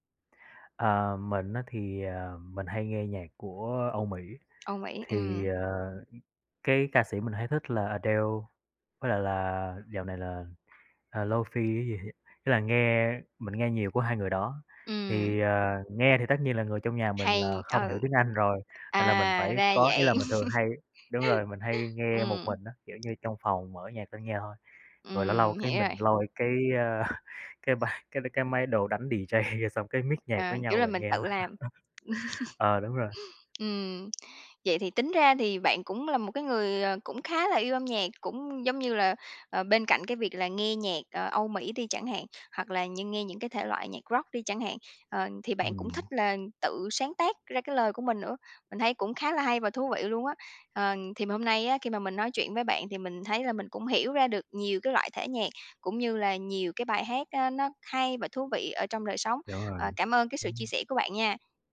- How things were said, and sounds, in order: other background noise; tapping; laugh; chuckle; laughing while speaking: "D-J"; in English: "D-J"; in English: "mix"; laugh
- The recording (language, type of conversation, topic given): Vietnamese, podcast, Thể loại nhạc nào có thể khiến bạn vui hoặc buồn ngay lập tức?